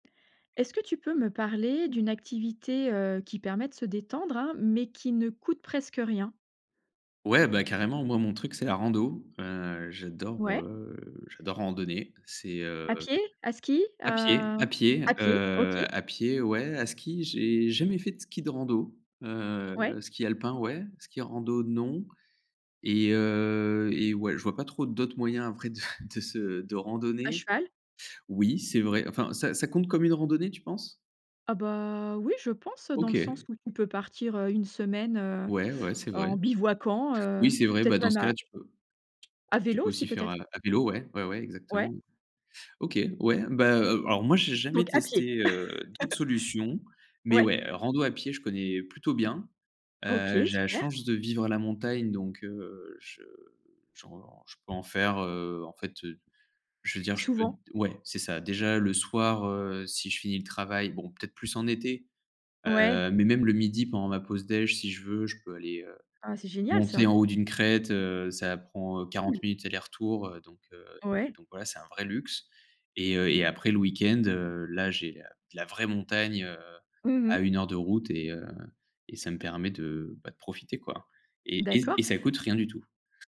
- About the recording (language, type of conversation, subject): French, podcast, Peux-tu me parler d’une activité relaxante qui ne coûte presque rien ?
- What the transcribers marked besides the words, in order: laughing while speaking: "de"; other background noise; laugh; tapping; stressed: "vraie"